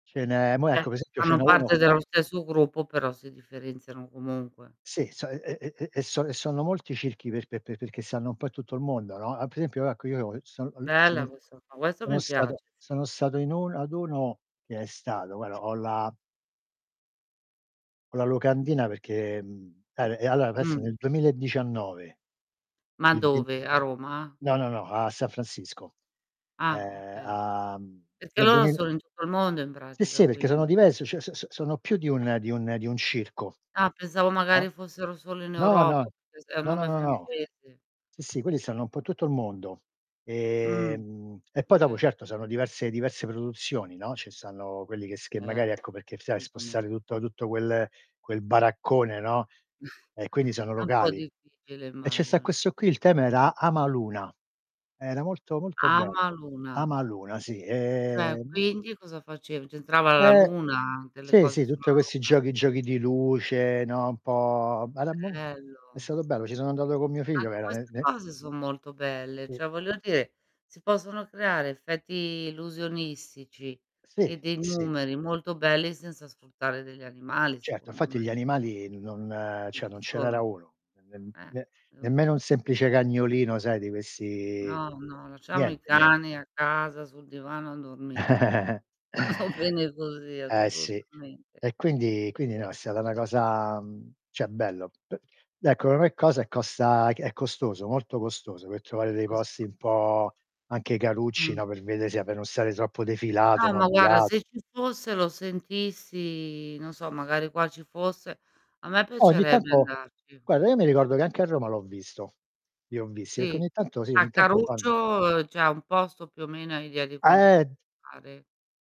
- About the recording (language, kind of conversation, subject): Italian, unstructured, Cosa pensi dei circhi con animali?
- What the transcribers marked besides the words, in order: static; "Cioè" said as "ceh"; "esempio" said as "sempio"; tapping; "perché" said as "peché"; distorted speech; other background noise; "guarda" said as "guara"; "cioè" said as "ceh"; unintelligible speech; drawn out: "Ehm"; "assolutamente" said as "utamen"; chuckle; drawn out: "po'"; unintelligible speech; "cioè" said as "ceh"; "cioè" said as "ceh"; drawn out: "questi"; chuckle; laughing while speaking: "Va bene"; "cioè" said as "ceh"; unintelligible speech; "guarda" said as "guara"; "cioè" said as "ceh"